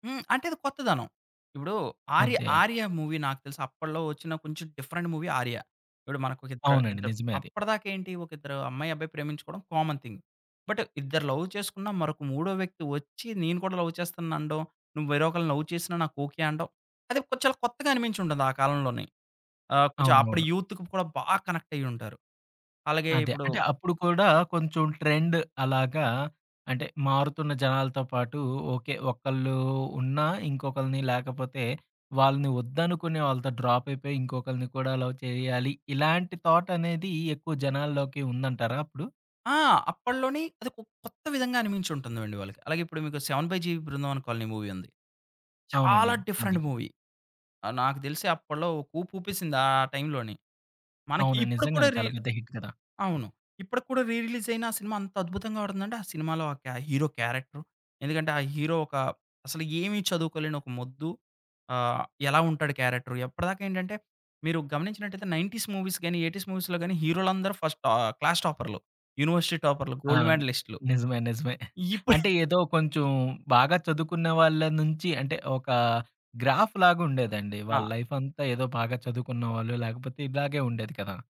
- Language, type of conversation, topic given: Telugu, podcast, సిరీస్‌లను వరుసగా ఎక్కువ ఎపిసోడ్‌లు చూడడం వల్ల కథనాలు ఎలా మారుతున్నాయని మీరు భావిస్తున్నారు?
- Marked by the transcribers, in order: in English: "మూవీ"; in English: "డిఫరెంట్ మూవీ"; in English: "కామన్ థింగ్. బట్"; in English: "లవ్"; in English: "లవ్"; in English: "లవ్"; in English: "యూత్‌కి"; in English: "కనెక్ట్"; in English: "ట్రెండ్"; in English: "డ్రాప్"; in English: "లవ్"; in English: "థాట్"; in English: "మూవీ"; in English: "డిఫరెంట్ మూవీ"; in English: "హిట్"; in English: "రీ రిలీజ్"; in English: "హీరో క్యారెక్టర్"; in English: "హీరో"; in English: "క్యారెక్టర్?"; in English: "నైన్టి‌స్ మూవీస్"; in English: "ఎయిట్టీస్ మూవీస్‌లో"; in English: "ఫస్ట్"; in English: "క్లాస్"; in English: "యూనివర్సిటీ"; in English: "గోల్డ్"; chuckle; in English: "లైఫ్"